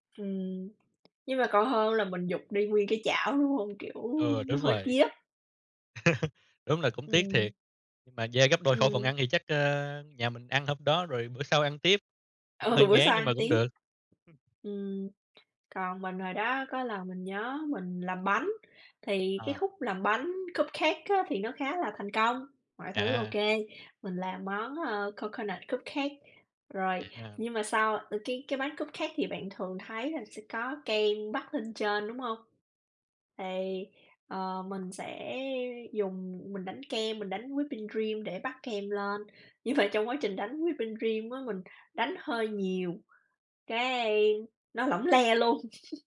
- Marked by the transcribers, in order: other background noise; tapping; chuckle; laughing while speaking: "Ừ"; other noise; in English: "cupcake"; in English: "coconut cupcake"; in English: "cupcake"; in English: "whipping cream"; in English: "whipping cream"; chuckle
- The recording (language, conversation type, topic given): Vietnamese, unstructured, Bạn đã từng mắc lỗi khi nấu ăn và học được điều gì từ những lần đó?